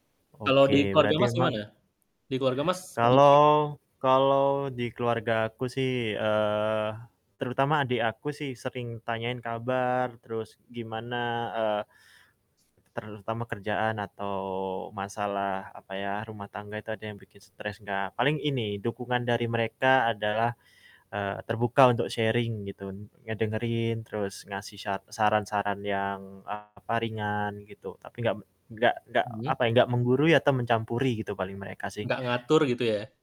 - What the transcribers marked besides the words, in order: static; other background noise; unintelligible speech; in English: "sharing"; distorted speech
- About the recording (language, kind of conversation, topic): Indonesian, unstructured, Bagaimana cara menjaga kesehatan mental di zaman sekarang?
- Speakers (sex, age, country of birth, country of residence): male, 25-29, Indonesia, Indonesia; male, 30-34, Indonesia, Indonesia